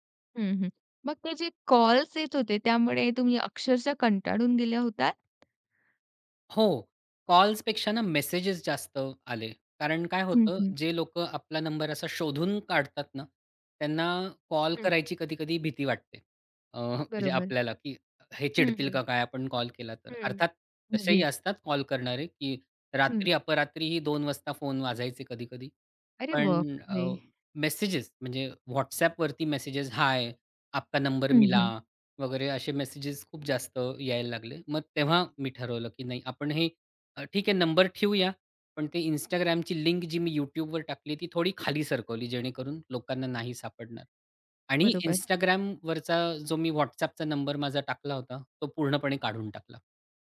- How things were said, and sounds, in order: tapping; other background noise
- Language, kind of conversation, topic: Marathi, podcast, प्रभावकाने आपली गोपनीयता कशी जपावी?